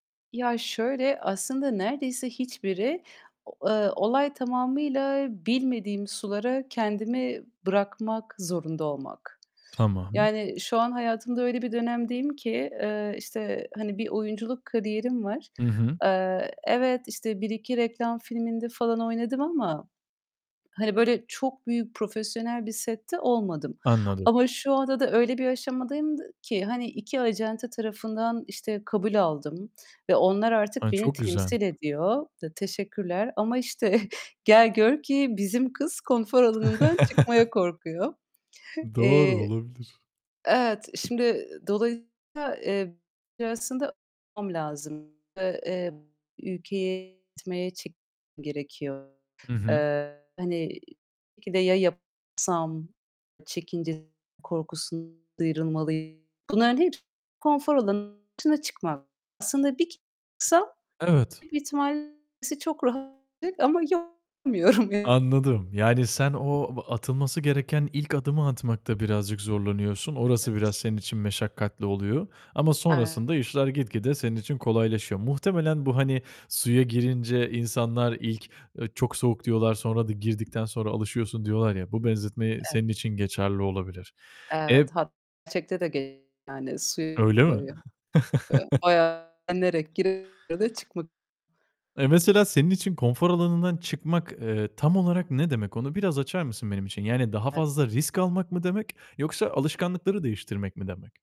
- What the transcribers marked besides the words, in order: distorted speech; tapping; chuckle; laughing while speaking: "işte"; other background noise; unintelligible speech; unintelligible speech; unintelligible speech; laughing while speaking: "yapamıyorum"; chuckle; unintelligible speech; unintelligible speech; unintelligible speech; unintelligible speech; chuckle; unintelligible speech; unintelligible speech; unintelligible speech
- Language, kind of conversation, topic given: Turkish, podcast, Konfor alanından çıkmaya karar verirken hangi kriterleri göz önünde bulundurursun?